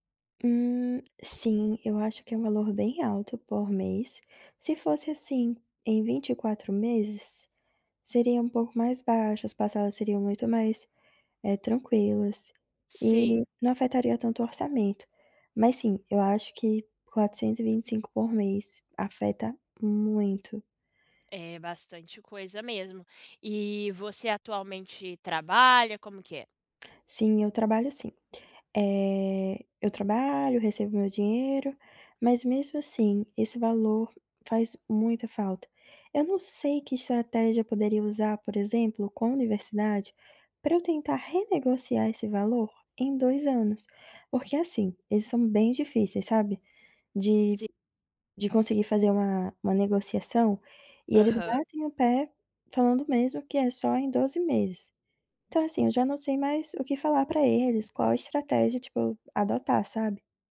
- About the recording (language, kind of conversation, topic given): Portuguese, advice, Como posso priorizar pagamentos e reduzir minhas dívidas de forma prática?
- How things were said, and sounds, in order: none